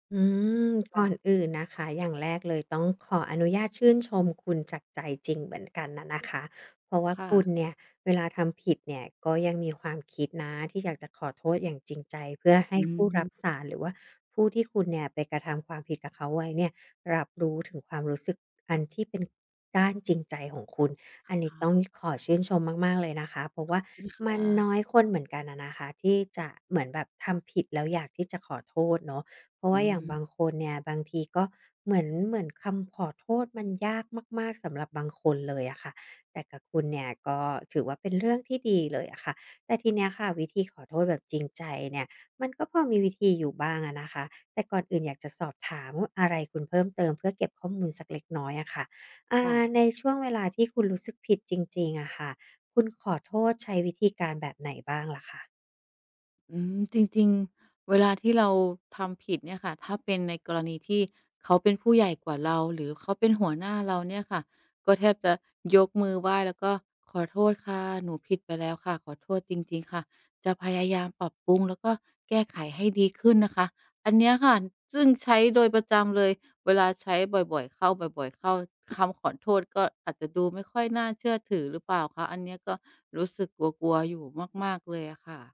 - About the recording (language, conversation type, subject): Thai, advice, จะเริ่มขอโทษอย่างจริงใจและรับผิดชอบต่อความผิดของตัวเองอย่างไรดี?
- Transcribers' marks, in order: other background noise; tapping